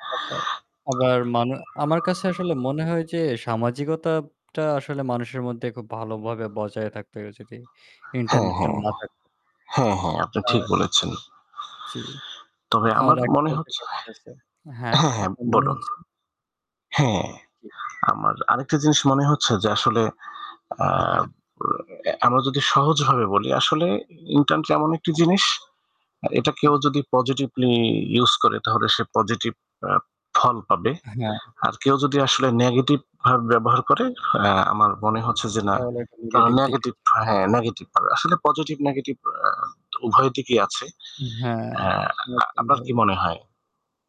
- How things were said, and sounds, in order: static; unintelligible speech; distorted speech
- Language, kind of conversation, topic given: Bengali, unstructured, ইন্টারনেট ছাড়া জীবন কেমন হতে পারে?